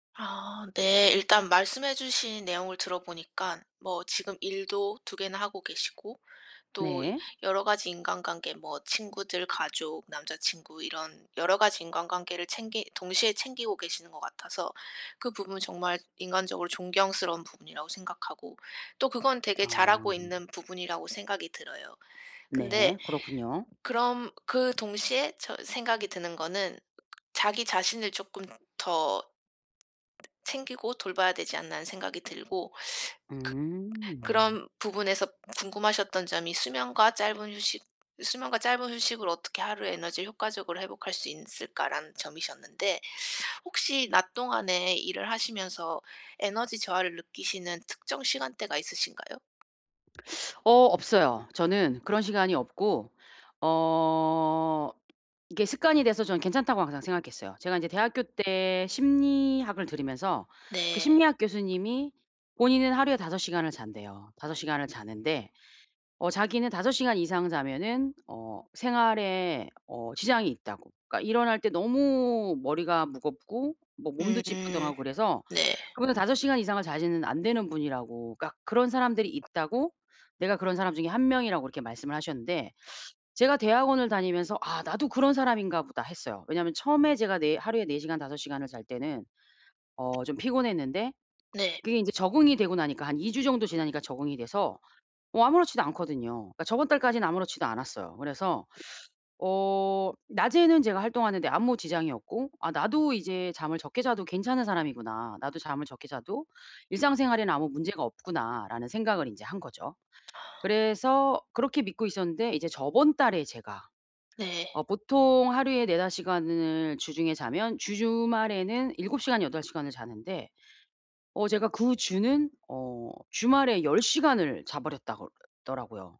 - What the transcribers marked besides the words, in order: tapping; other background noise; "있을까.'라는" said as "인쓸까라는"
- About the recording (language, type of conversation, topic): Korean, advice, 수면과 짧은 휴식으로 하루 에너지를 효과적으로 회복하려면 어떻게 해야 하나요?